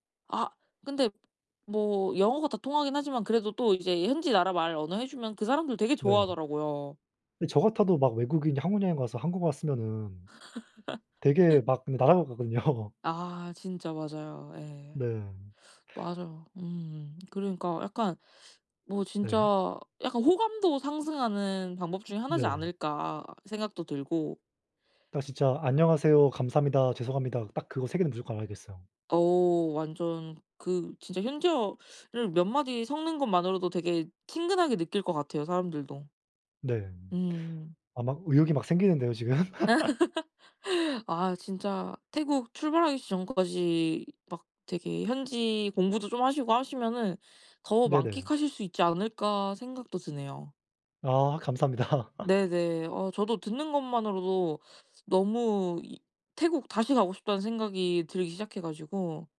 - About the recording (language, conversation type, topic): Korean, unstructured, 여행할 때 가장 중요하게 생각하는 것은 무엇인가요?
- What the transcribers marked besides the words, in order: laugh; laughing while speaking: "같거든요"; other background noise; laughing while speaking: "지금"; laugh; laughing while speaking: "감사합니다"; laugh